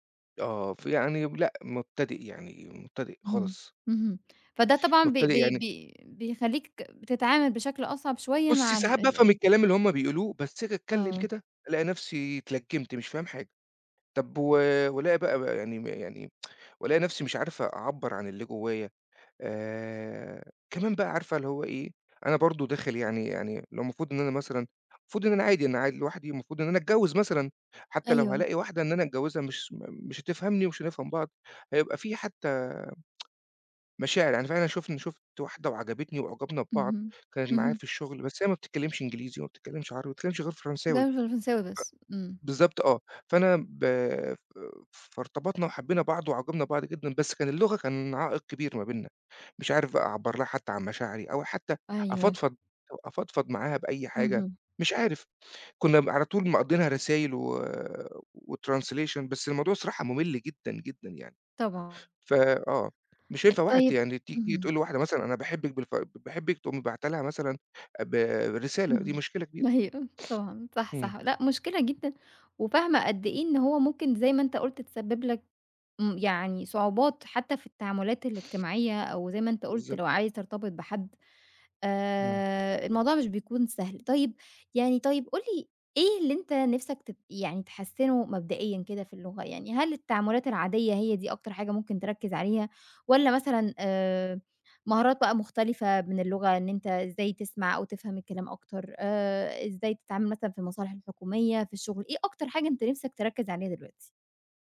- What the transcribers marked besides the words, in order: tsk; tsk; tapping; in English: "وtranslation"; laughing while speaking: "أيوه"; sniff; sniff
- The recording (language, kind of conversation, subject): Arabic, advice, إزاي حاجز اللغة بيأثر على مشاويرك اليومية وبيقلل ثقتك في نفسك؟